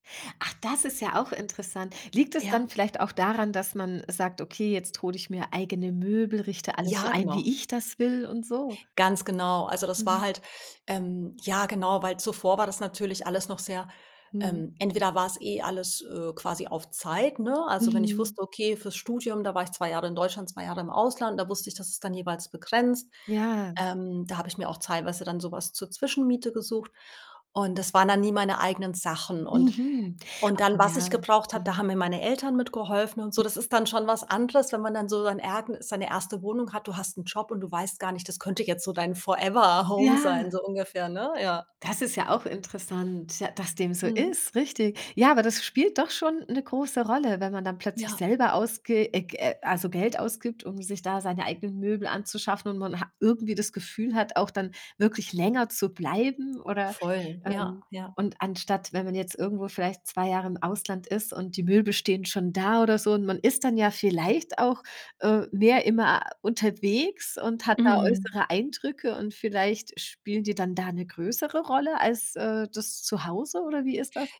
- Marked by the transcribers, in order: in English: "Forever Home"
- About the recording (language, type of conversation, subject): German, podcast, Wann hast du dich zum ersten Mal wirklich zu Hause gefühlt?